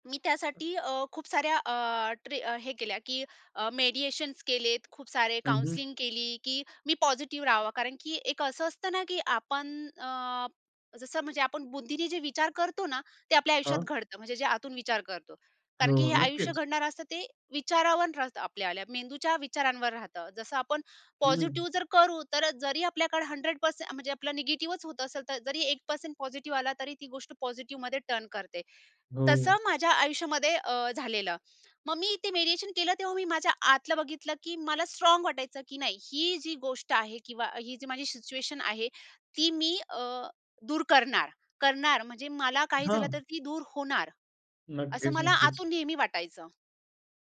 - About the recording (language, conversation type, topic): Marathi, podcast, खराब दिवसातही आत्मविश्वास कसा दाखवता?
- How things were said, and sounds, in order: other background noise; in English: "मेडिएशन्स"; in English: "काउन्सलिंग"; in English: "पॉझिटिव्ह"; in English: "पॉझिटिव्ह"; in English: "हंड्रेड पर्सेंट"; in English: "निगेटिव्हच"; in English: "एक पर्सेंट पॉझिटिव्ह"; in English: "पॉझिटिव्हमध्ये टर्न"; in English: "मीडिएशन"; in English: "स्ट्राँग"; in English: "सिच्युएशन"